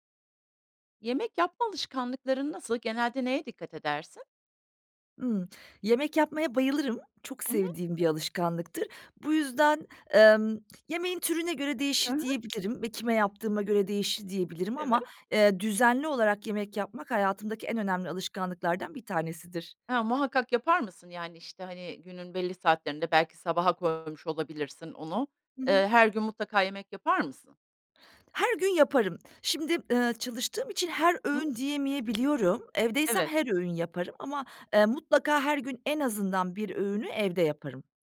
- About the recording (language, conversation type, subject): Turkish, podcast, Yemek yaparken nelere dikkat edersin ve genelde nasıl bir rutinin var?
- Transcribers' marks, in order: none